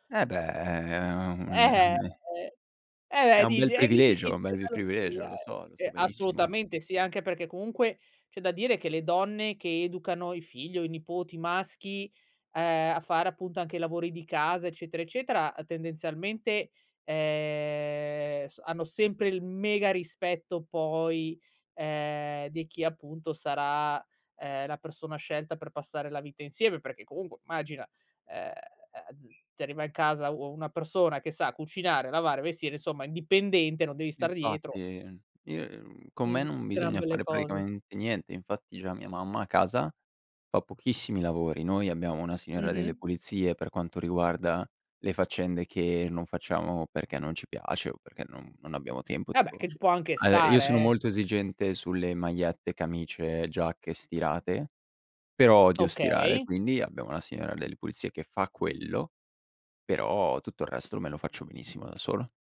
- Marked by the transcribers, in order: other background noise
- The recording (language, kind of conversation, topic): Italian, podcast, Cosa significa per te il cibo della nonna?